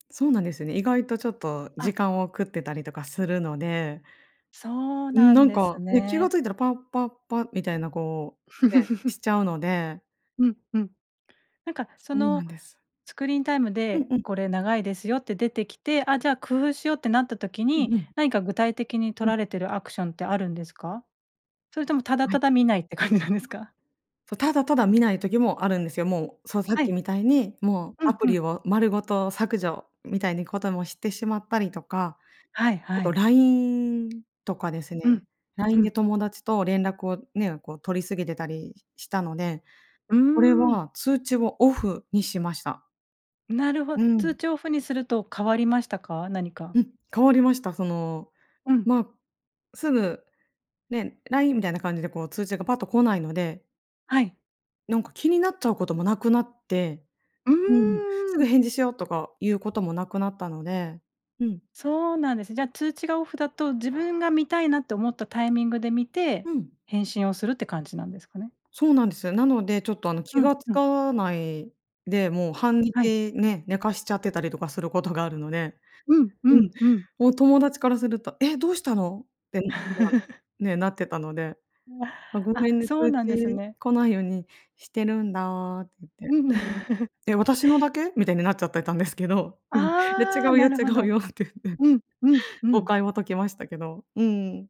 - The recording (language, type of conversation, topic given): Japanese, podcast, スマホ時間の管理、どうしていますか？
- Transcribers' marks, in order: laugh; laughing while speaking: "感じなんですか？"; unintelligible speech; laugh; chuckle; chuckle; laughing while speaking: "なっちゃってたんですけど、うん。いや、違うよ。違うよって言って"